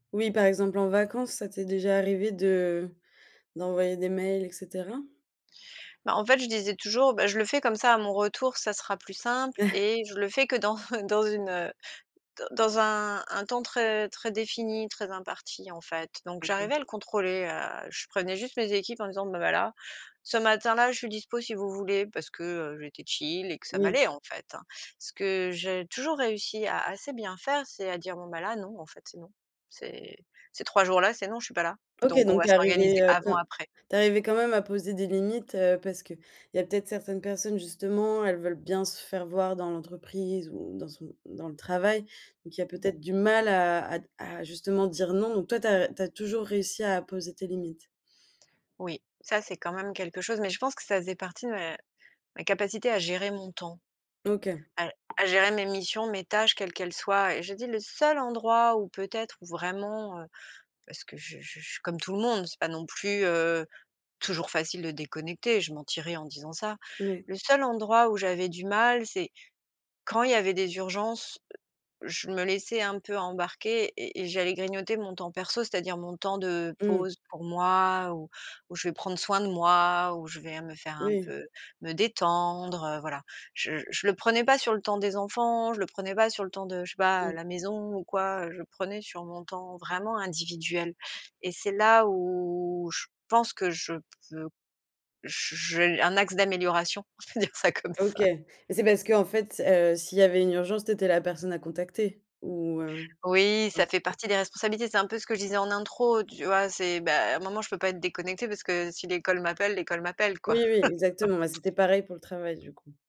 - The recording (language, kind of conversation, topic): French, podcast, Quelles habitudes numériques t’aident à déconnecter ?
- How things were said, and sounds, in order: chuckle; laughing while speaking: "dans"; other background noise; in English: "chill"; tapping; stressed: "seul"; drawn out: "où"; laughing while speaking: "on peut dire ça comme ça"; laugh